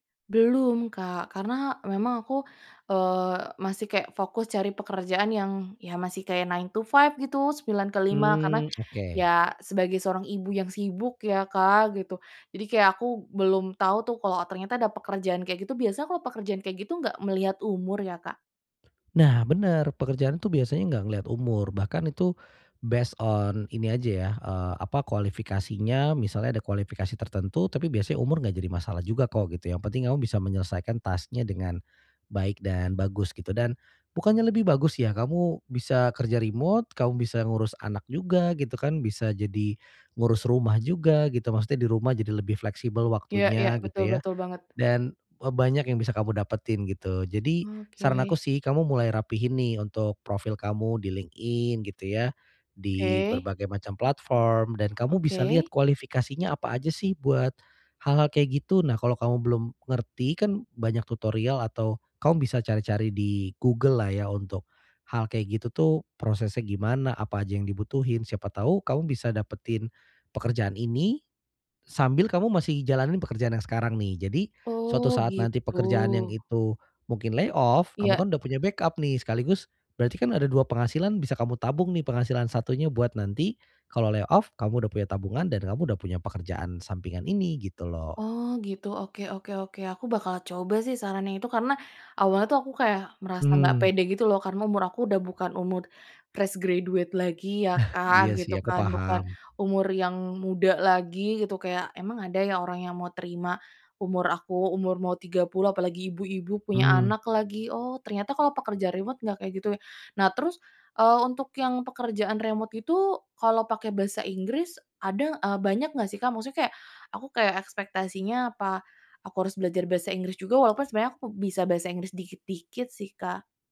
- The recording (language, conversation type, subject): Indonesian, advice, Bagaimana perasaan Anda setelah kehilangan pekerjaan dan takut menghadapi masa depan?
- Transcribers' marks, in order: in English: "nine-to-five"; tapping; in English: "based on"; in English: "task-nya"; in English: "layoff"; other background noise; in English: "backup"; in English: "layoff"; in English: "fresh graduate"; chuckle